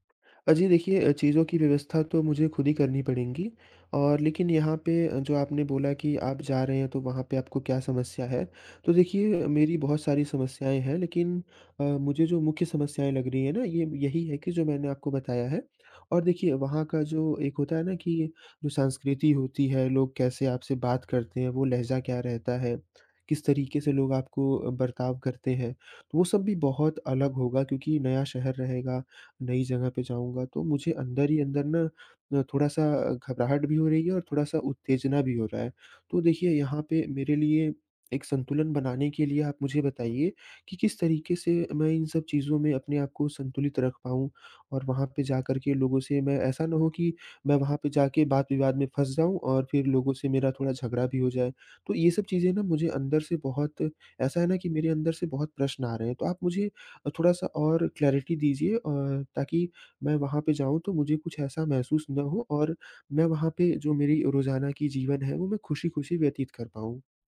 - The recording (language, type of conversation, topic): Hindi, advice, नए स्थान पर डॉक्टर और बैंक जैसी सेवाएँ कैसे ढूँढें?
- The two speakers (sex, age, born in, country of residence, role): male, 20-24, India, India, user; male, 25-29, India, India, advisor
- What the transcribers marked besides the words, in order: in English: "क्लैरिटी"